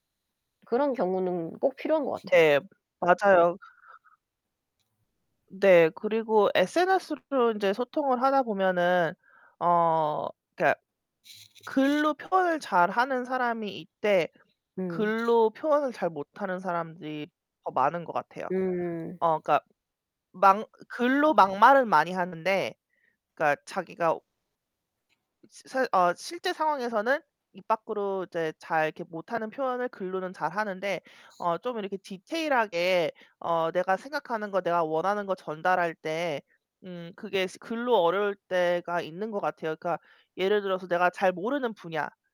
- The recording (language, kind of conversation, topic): Korean, unstructured, SNS로 소통하는 것과 직접 대화하는 것 중 어떤 방식이 더 좋으신가요?
- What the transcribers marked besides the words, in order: other background noise; distorted speech